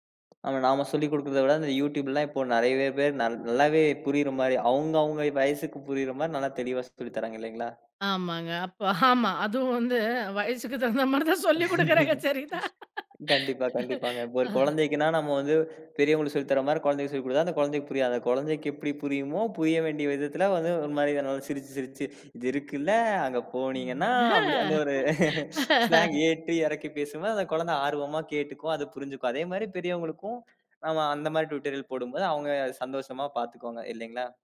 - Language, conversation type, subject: Tamil, podcast, பெரியோர்கள் புதிய தொழில்நுட்பங்களை கற்றுக்கொள்ள என்ன செய்ய வேண்டும்?
- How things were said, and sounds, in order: tapping; laughing while speaking: "வயசுக்கு தகுந்த மாரி தான் சொல்லி குடுக்கறாங்க. சரி தான்"; chuckle; other background noise; laughing while speaking: "அ ஹ்"; chuckle; in English: "ஸ்லாங்"; in English: "டுடோரியல்"